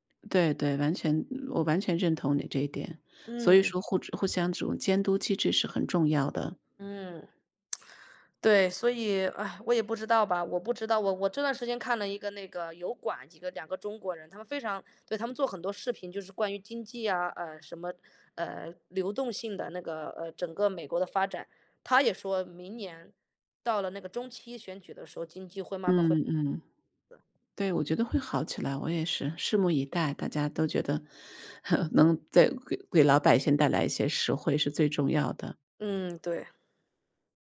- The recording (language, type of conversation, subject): Chinese, unstructured, 最近的经济变化对普通人的生活有哪些影响？
- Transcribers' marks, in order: lip smack; other background noise; chuckle